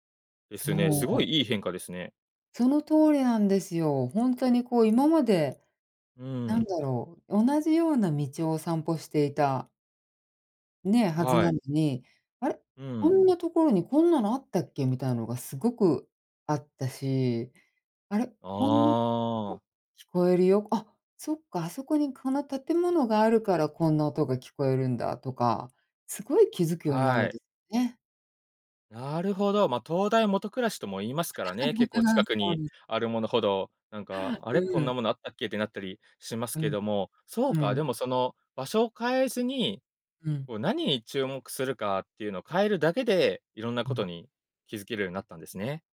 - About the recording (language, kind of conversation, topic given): Japanese, podcast, 都会の公園でもできるマインドフルネスはありますか？
- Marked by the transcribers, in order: unintelligible speech; unintelligible speech